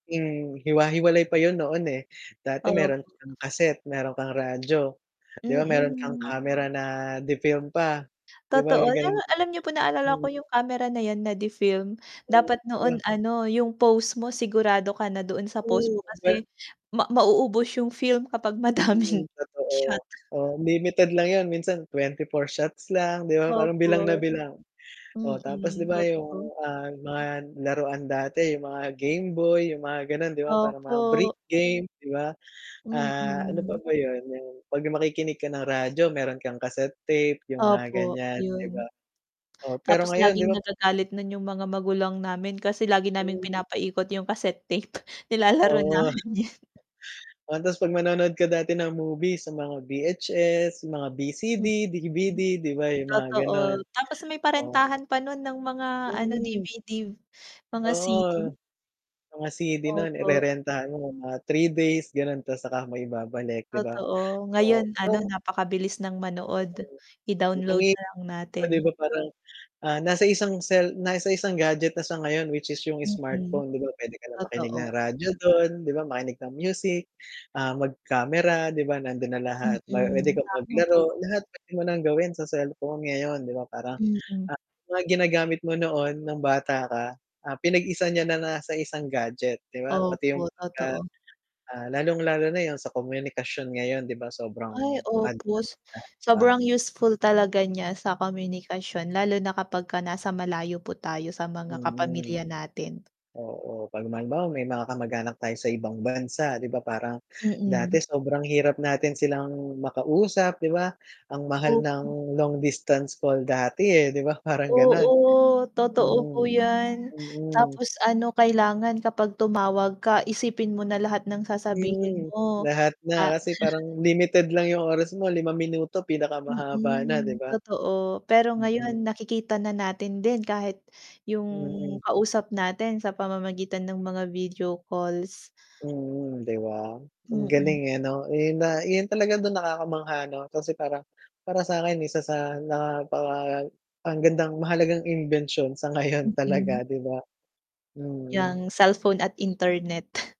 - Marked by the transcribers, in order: static; mechanical hum; tapping; distorted speech; chuckle; laugh; unintelligible speech; unintelligible speech; "opo" said as "opos"; chuckle
- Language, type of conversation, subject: Filipino, unstructured, Paano nakakatulong ang teknolohiya sa pang-araw-araw mong buhay, at alin ang pinakamahalagang imbensyong teknolohikal para sa iyo?